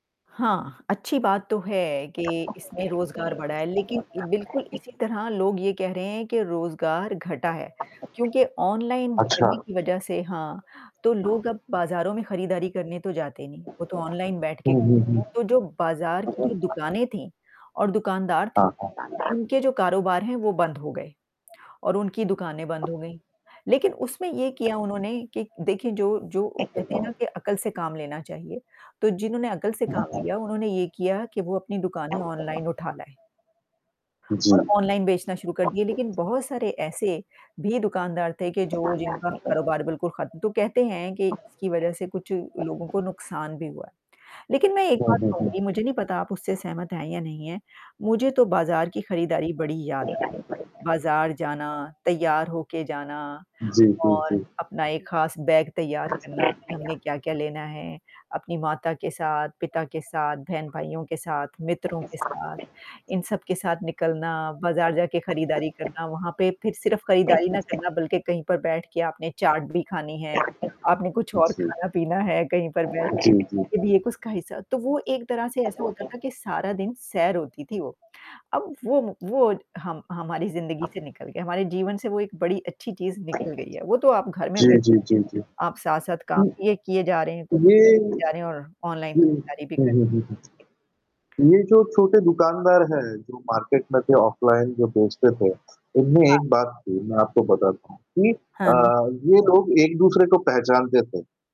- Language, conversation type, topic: Hindi, unstructured, क्या आपको लगता है कि ऑनलाइन खरीदारी ने आपकी खरीदारी की आदतों में बदलाव किया है?
- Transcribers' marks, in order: static; other background noise; distorted speech; unintelligible speech; tapping; in English: "बैग"; in English: "मार्केट"; in English: "ऑफ़लाइन"